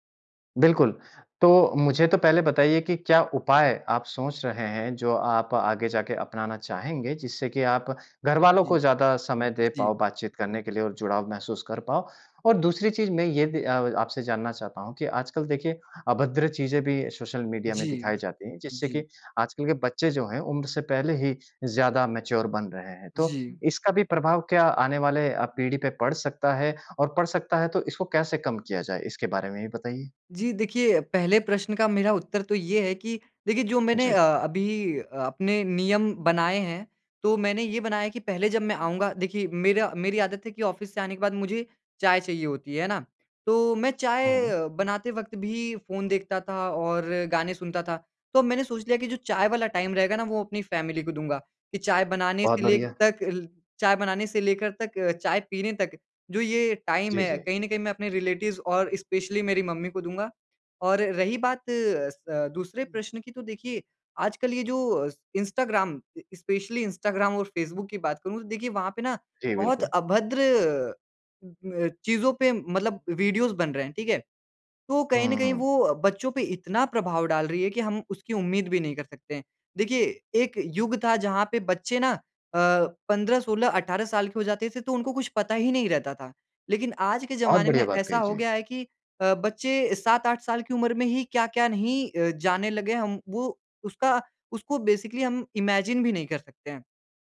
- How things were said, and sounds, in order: in English: "मैच्योर"; in English: "टाइम"; in English: "रिलेटिव्स"; in English: "स्पेशली"; in English: "स्पेशली"; in English: "बेसिकली"; in English: "इमेजिन"
- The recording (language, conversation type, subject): Hindi, podcast, सोशल मीडिया ने आपकी रोज़मर्रा की आदतें कैसे बदलीं?